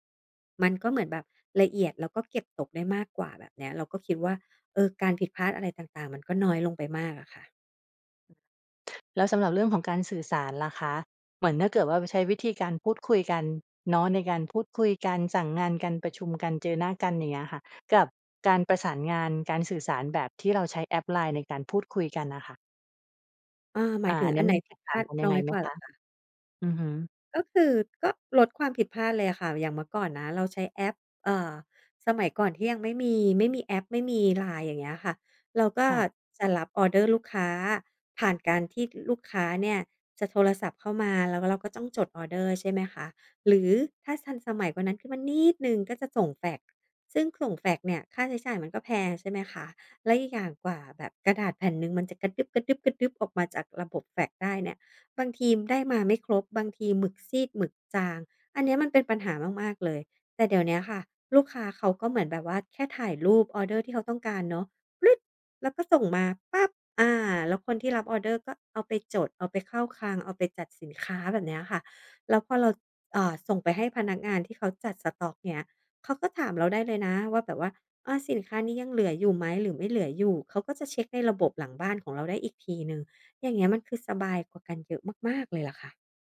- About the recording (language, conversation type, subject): Thai, podcast, จะใช้แอปสำหรับทำงานร่วมกับทีมอย่างไรให้การทำงานราบรื่น?
- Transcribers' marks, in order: stressed: "นิด"